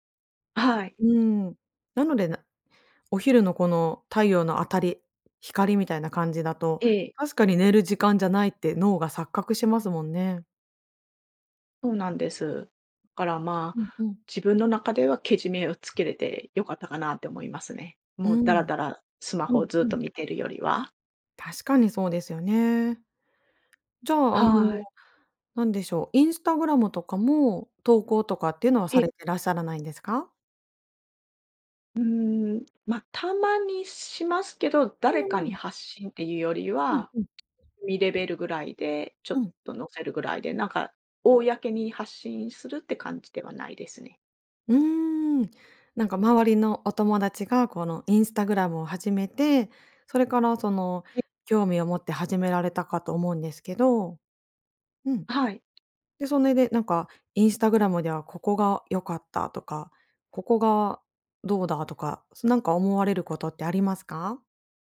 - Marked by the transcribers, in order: unintelligible speech
- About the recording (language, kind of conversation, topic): Japanese, podcast, SNSとうまくつき合うコツは何だと思いますか？